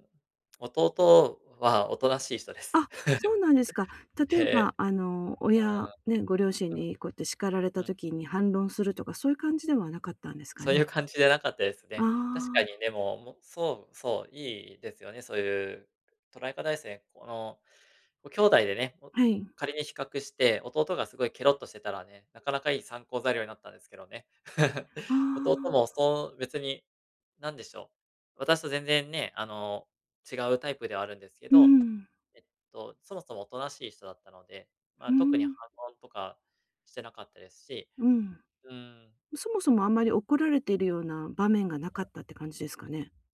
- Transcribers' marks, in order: chuckle; chuckle; other background noise; unintelligible speech
- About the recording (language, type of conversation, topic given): Japanese, advice, 自己批判の癖をやめるにはどうすればいいですか？